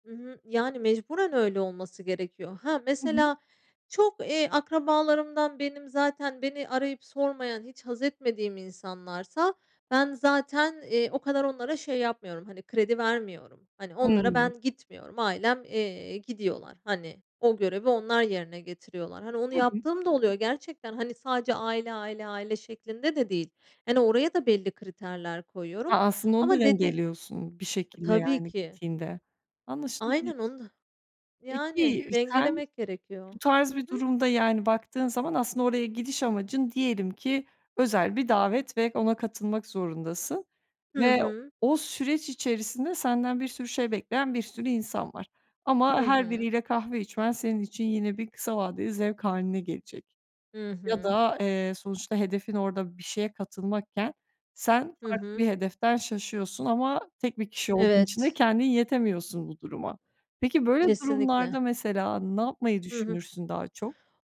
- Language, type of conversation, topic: Turkish, podcast, Kısa vadeli zevklerle uzun vadeli hedeflerini nasıl dengelersin?
- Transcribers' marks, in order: other background noise